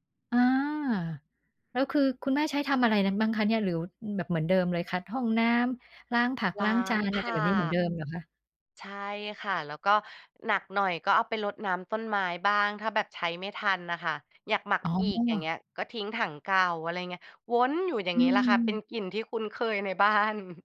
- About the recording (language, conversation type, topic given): Thai, podcast, กลิ่นอะไรในบ้านที่ทำให้คุณนึกถึงความทรงจำเก่า ๆ?
- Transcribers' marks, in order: tapping